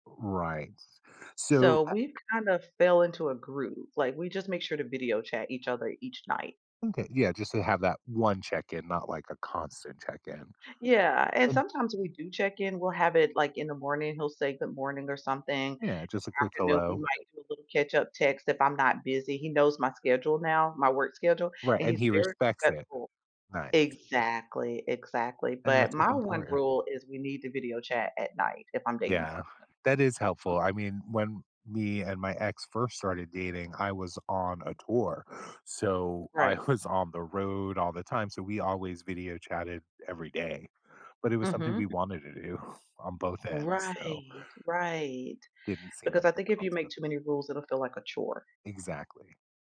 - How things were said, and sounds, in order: tapping; other background noise
- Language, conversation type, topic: English, unstructured, How do I keep boundaries with a partner who wants constant check-ins?
- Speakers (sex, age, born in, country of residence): female, 50-54, United States, United States; male, 50-54, United States, United States